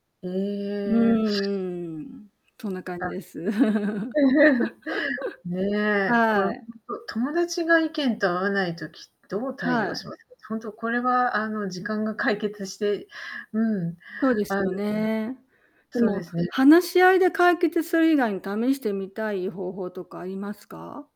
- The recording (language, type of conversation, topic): Japanese, unstructured, 友達と意見が合わないとき、どのように対応しますか？
- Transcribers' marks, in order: static; distorted speech; sniff; chuckle